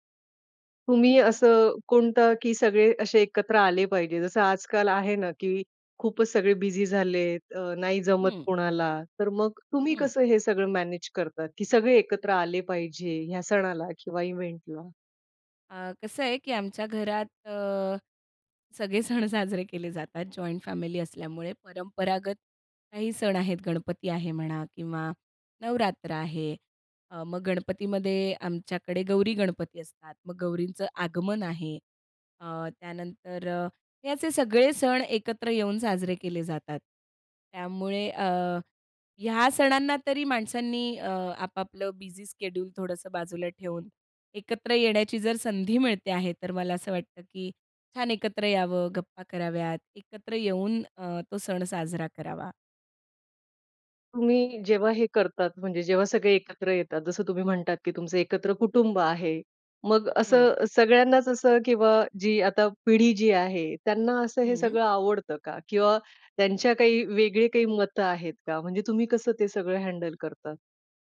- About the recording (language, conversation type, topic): Marathi, podcast, कुठल्या परंपरा सोडाव्यात आणि कुठल्या जपाव्यात हे तुम्ही कसे ठरवता?
- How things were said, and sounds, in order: in English: "बिझी"; in English: "मॅनेज"; in English: "इव्हेंटला?"; laughing while speaking: "सगळे सण साजरे केले जातात"; in English: "जॉइंट फॅमिली"; in English: "बिझी शेड्यूल"; in English: "हँडल"